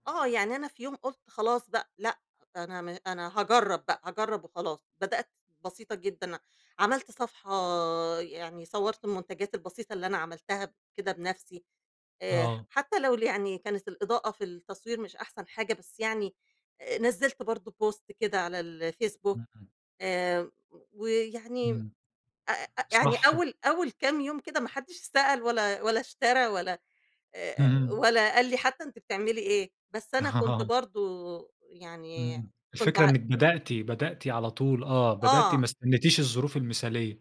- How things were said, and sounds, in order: in English: "post"; unintelligible speech; laugh
- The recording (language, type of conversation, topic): Arabic, podcast, إزاي بتتعامل مع الفشل لما يجي في طريقك؟